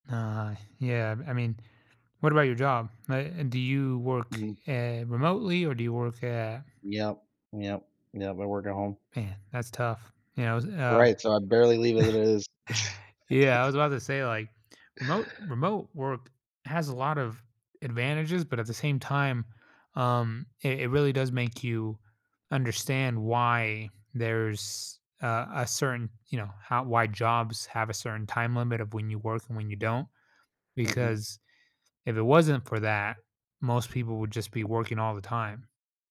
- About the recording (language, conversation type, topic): English, advice, How can I prevent burnout while managing daily stress?
- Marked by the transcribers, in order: tapping; chuckle; laugh; other background noise